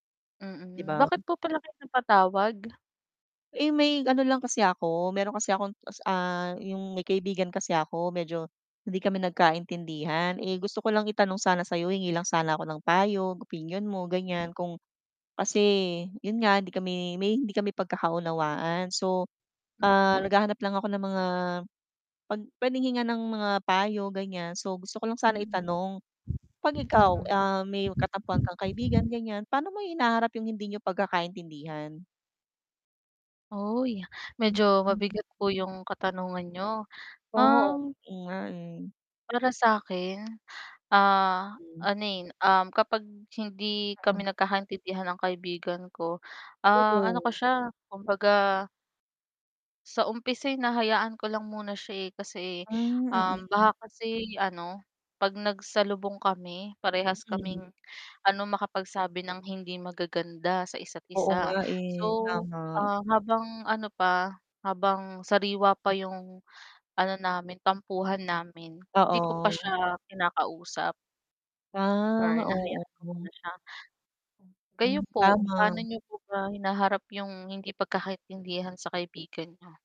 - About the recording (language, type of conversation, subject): Filipino, unstructured, Paano mo hinaharap ang hindi pagkakaintindihan sa mga kaibigan mo?
- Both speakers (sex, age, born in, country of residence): female, 25-29, Philippines, Philippines; female, 40-44, Philippines, Philippines
- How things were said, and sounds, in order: static; tapping; other background noise; mechanical hum; wind; distorted speech